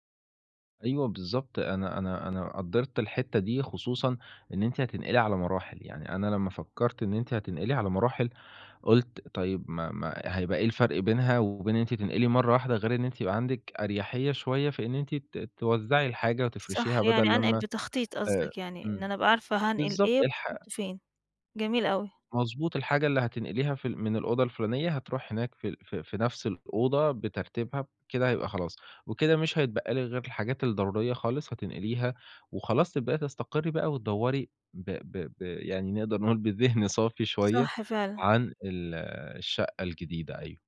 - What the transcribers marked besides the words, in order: none
- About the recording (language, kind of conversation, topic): Arabic, advice, إزاي أستعدّ للانتقال وأنا مش قادر أتخلّص من الحاجات اللي مش لازمة؟